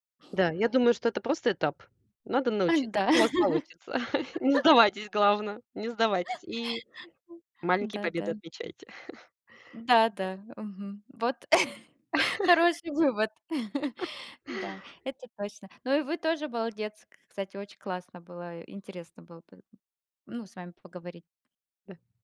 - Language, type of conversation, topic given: Russian, unstructured, Какой спорт тебе нравится и почему?
- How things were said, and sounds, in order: laugh; chuckle; joyful: "Не сдавайтесь, главно. Не сдавайтесь"; laugh; chuckle; laugh; chuckle; other noise